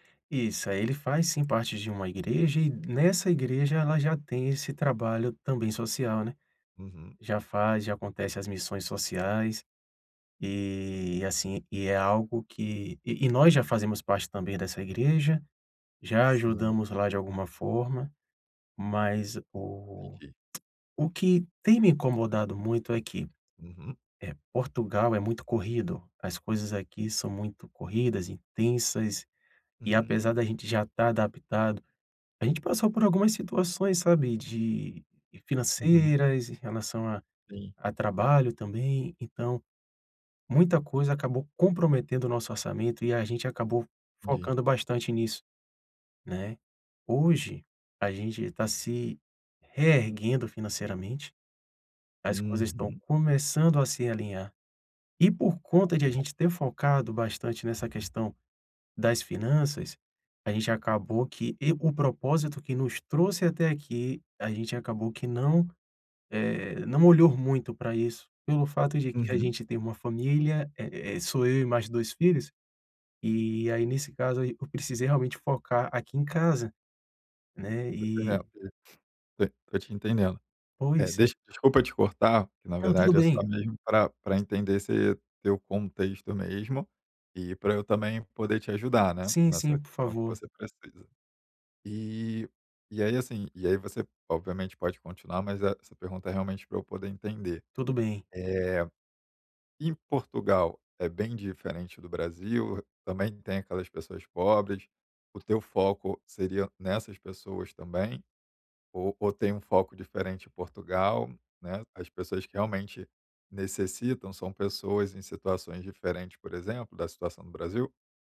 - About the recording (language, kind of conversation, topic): Portuguese, advice, Como posso encontrar propósito ao ajudar minha comunidade por meio do voluntariado?
- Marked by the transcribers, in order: other background noise